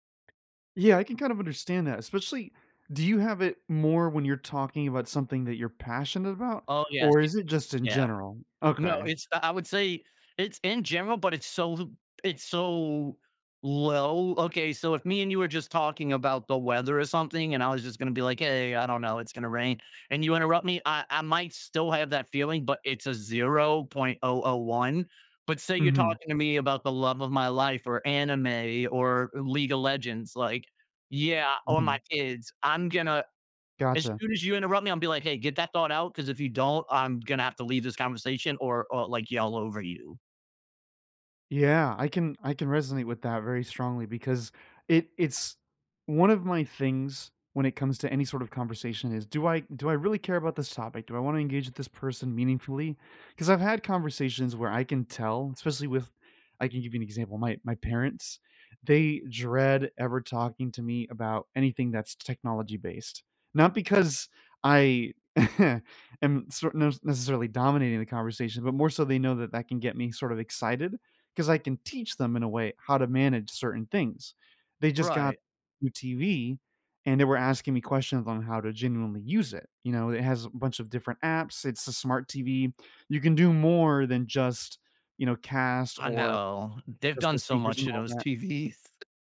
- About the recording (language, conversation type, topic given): English, unstructured, How can I keep conversations balanced when someone else dominates?
- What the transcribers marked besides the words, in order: other background noise; chuckle